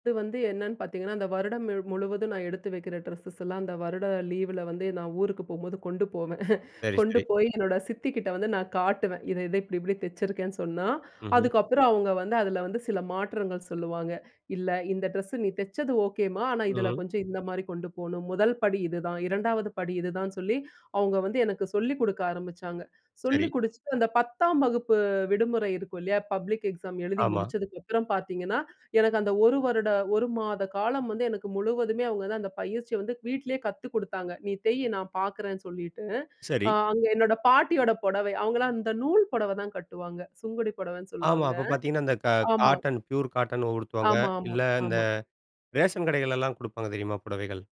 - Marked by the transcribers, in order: chuckle; other background noise
- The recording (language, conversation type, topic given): Tamil, podcast, இந்தப் பொழுதுபோக்கைத் தொடங்கும்போது உங்களுக்கு எதிர்கொண்ட முக்கியமான தடைகள் என்னென்ன?